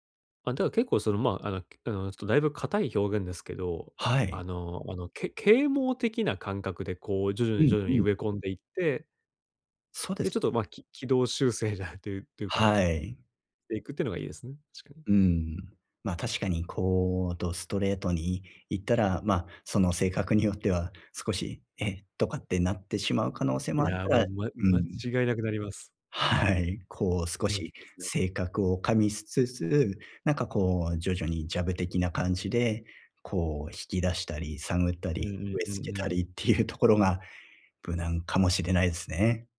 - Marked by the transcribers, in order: other noise; other background noise; tapping
- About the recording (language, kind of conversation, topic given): Japanese, advice, 将来の関係やコミットメントについて、どのように話し合えばよいですか？